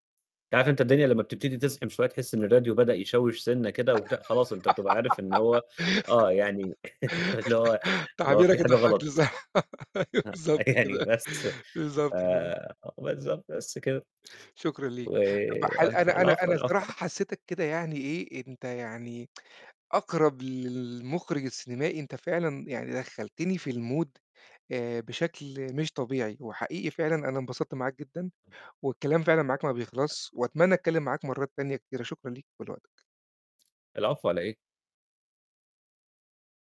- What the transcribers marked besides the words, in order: mechanical hum; tapping; static; laugh; laughing while speaking: "صح، أيوه بالضبط كده"; laugh; other noise; laughing while speaking: "آه، يعني"; unintelligible speech; tsk; in English: "المود"; other background noise
- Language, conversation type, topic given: Arabic, podcast, إيه هي الزاوية المريحة في بيتك وإزاي رتبتيها؟